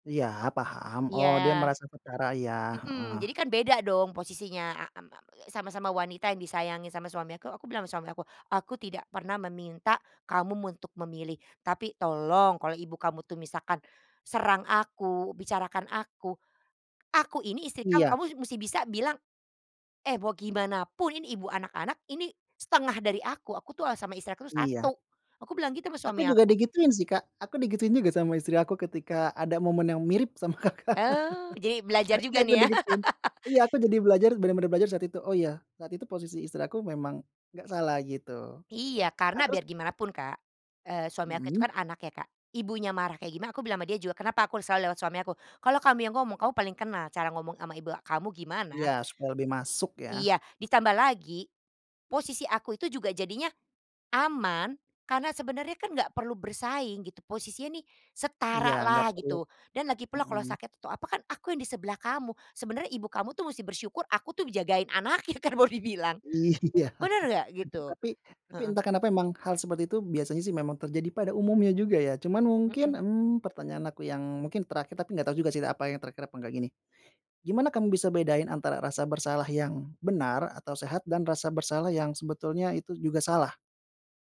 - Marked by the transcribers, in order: tapping; other background noise; angry: "aku ini istri kamu, kamu … aku tuh satu"; laughing while speaking: "Kakak, iya aku di gituin"; laughing while speaking: "ya"; laugh; laughing while speaking: "anaknya kan mau dibilang"; laughing while speaking: "Iya"
- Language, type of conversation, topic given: Indonesian, podcast, Gimana mengatasi rasa bersalah saat menetapkan batas pada keluarga?